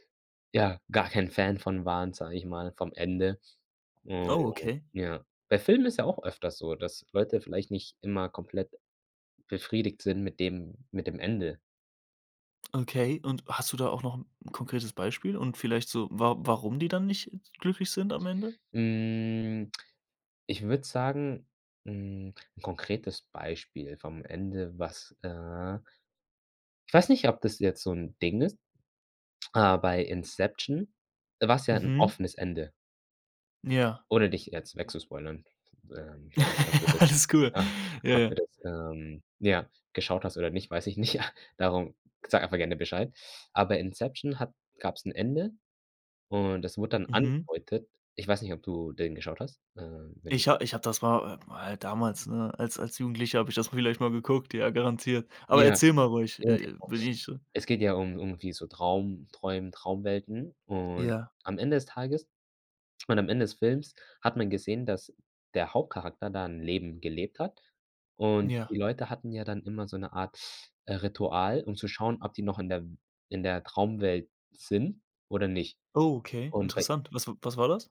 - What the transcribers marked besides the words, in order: in English: "spoilern"; laugh; groan; laughing while speaking: "ja"; unintelligible speech; unintelligible speech
- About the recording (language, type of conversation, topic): German, podcast, Warum reagieren Fans so stark auf Serienenden?